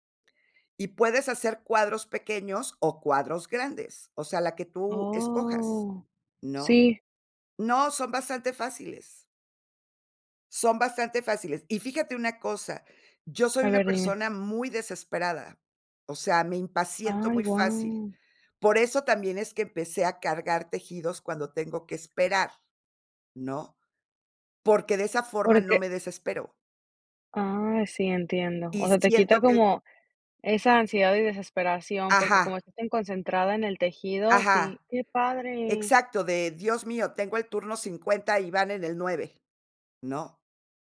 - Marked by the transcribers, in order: drawn out: "Oh"; tapping
- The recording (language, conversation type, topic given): Spanish, podcast, ¿Cómo encuentras tiempo para crear entre tus obligaciones?